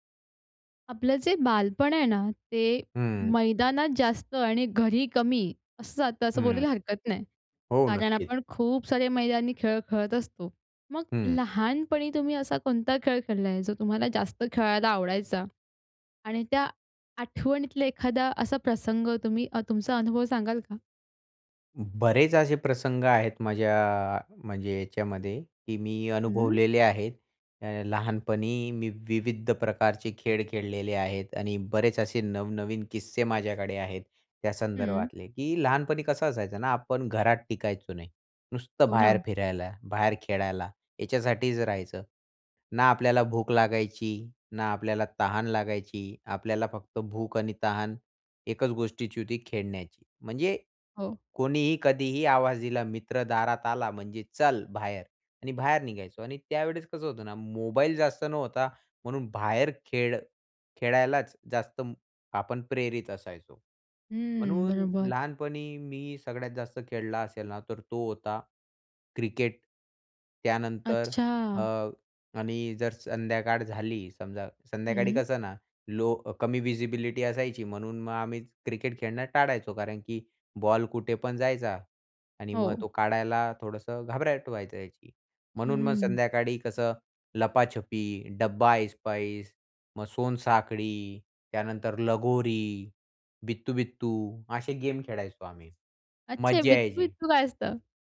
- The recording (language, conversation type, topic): Marathi, podcast, लहानपणीच्या खेळांचा तुमच्यावर काय परिणाम झाला?
- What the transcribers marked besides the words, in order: tapping; other noise; in English: "लो"; in English: "व्हिजिबिलिटी"; in Hindi: "घबराहट"; anticipating: "अच्छे बित्तू-बित्तू काय असतं?"